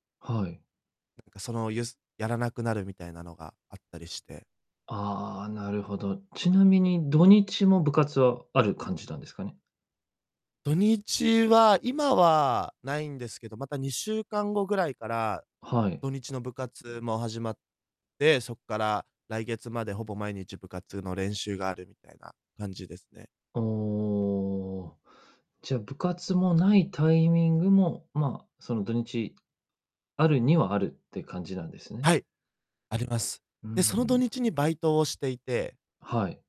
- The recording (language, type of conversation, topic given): Japanese, advice, やるべきことが多すぎて優先順位をつけられないと感じるのはなぜですか？
- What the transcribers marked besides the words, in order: drawn out: "おお"; tapping; distorted speech